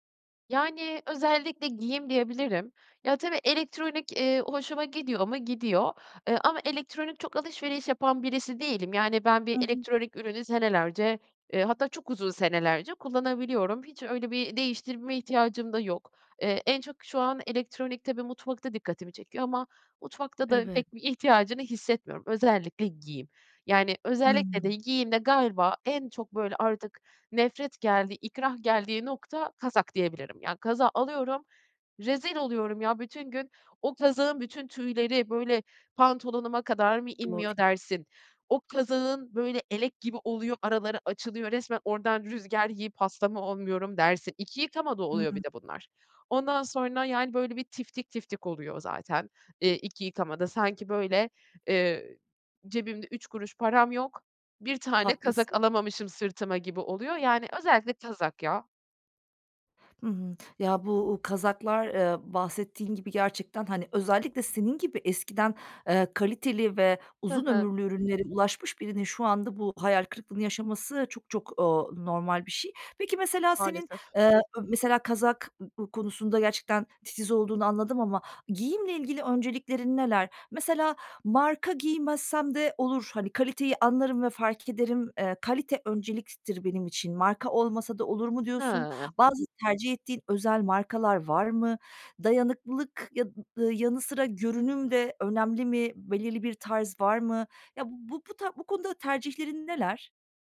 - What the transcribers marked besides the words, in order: other background noise; other noise
- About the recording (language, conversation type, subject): Turkish, advice, Kaliteli ama uygun fiyatlı ürünleri nasıl bulabilirim; nereden ve nelere bakmalıyım?